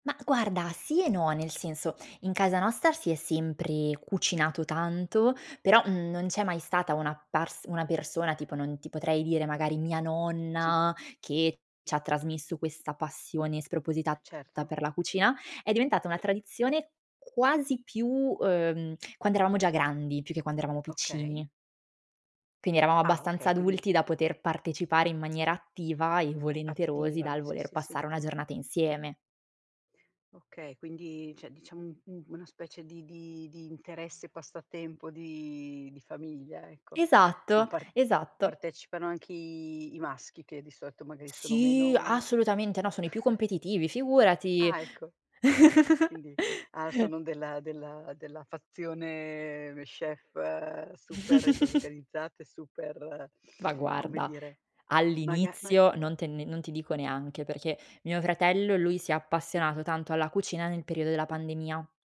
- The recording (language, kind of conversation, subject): Italian, podcast, Qual è uno dei tuoi piatti casalinghi preferiti?
- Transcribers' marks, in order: other background noise; "cioè" said as "ceh"; chuckle; chuckle; chuckle